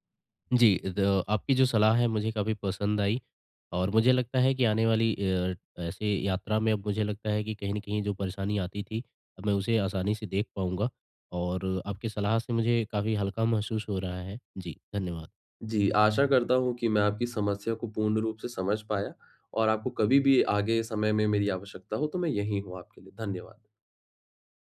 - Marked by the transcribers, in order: none
- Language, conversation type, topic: Hindi, advice, यात्रा के दौरान तनाव और चिंता को कम करने के लिए मैं क्या करूँ?